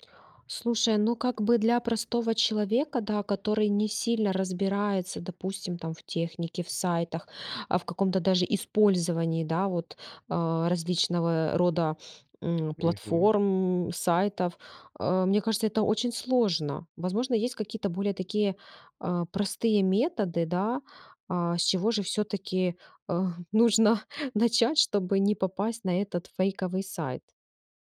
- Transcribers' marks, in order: tapping
- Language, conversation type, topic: Russian, podcast, Как отличить надёжный сайт от фейкового?